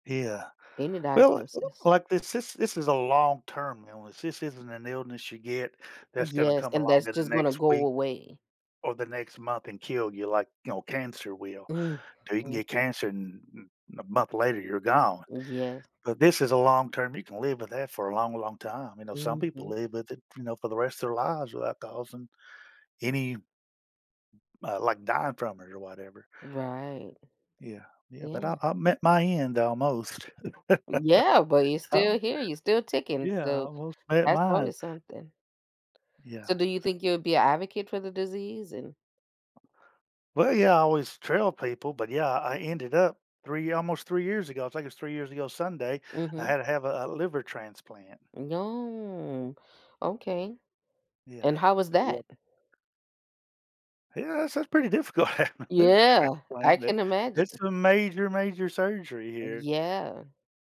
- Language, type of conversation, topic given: English, advice, How do I cope and plan next steps after an unexpected diagnosis?
- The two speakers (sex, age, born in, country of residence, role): female, 35-39, United States, United States, advisor; male, 50-54, United States, United States, user
- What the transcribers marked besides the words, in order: tapping; other background noise; chuckle; drawn out: "No"; chuckle; laughing while speaking: "having a liver transplant, that"